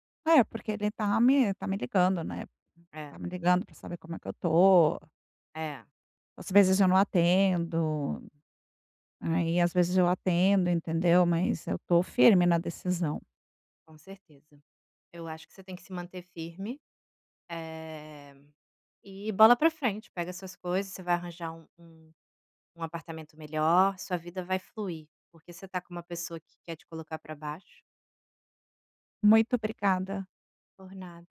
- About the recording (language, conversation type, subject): Portuguese, advice, Como posso lidar com um término recente e a dificuldade de aceitar a perda?
- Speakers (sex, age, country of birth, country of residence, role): female, 35-39, Brazil, Italy, advisor; female, 50-54, Brazil, Spain, user
- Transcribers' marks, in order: none